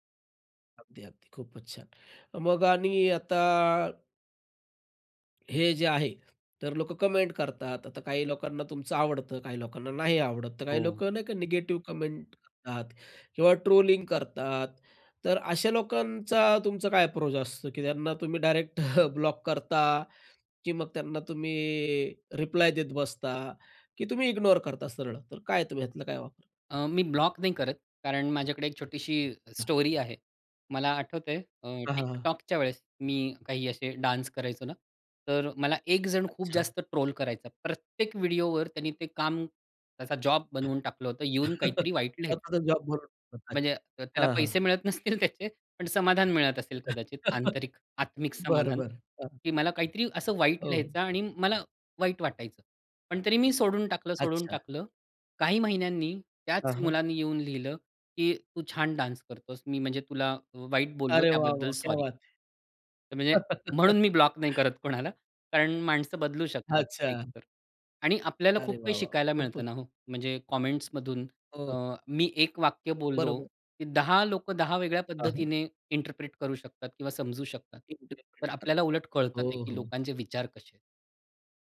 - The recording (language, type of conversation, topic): Marathi, podcast, तू सोशल मीडियावर तुझं काम कसं सादर करतोस?
- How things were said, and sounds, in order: other background noise; tapping; in English: "कमेंट"; in English: "कमेंट"; in English: "अप्रोच"; chuckle; in English: "स्टोरी"; in English: "डान्स"; chuckle; unintelligible speech; laughing while speaking: "नसतील त्याचे"; chuckle; in English: "डान्स"; in Hindi: "क्या बात है!"; laughing while speaking: "कोणाला"; in English: "कॉमेंट्समधून"; in English: "इंटरप्रेट"; unintelligible speech